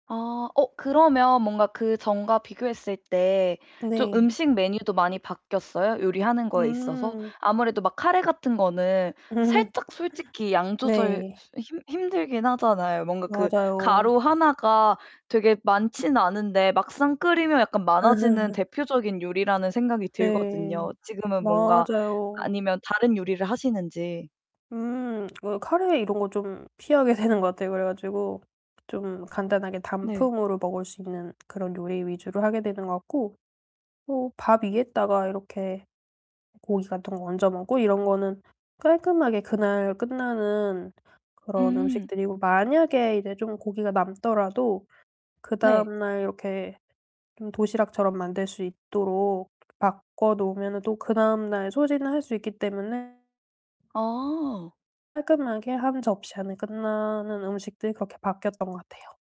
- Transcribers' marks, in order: laugh; laugh; other background noise; laughing while speaking: "되는 것"; tapping; distorted speech
- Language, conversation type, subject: Korean, podcast, 요리하다가 실수 때문에 뜻밖의 발견을 한 적이 있나요?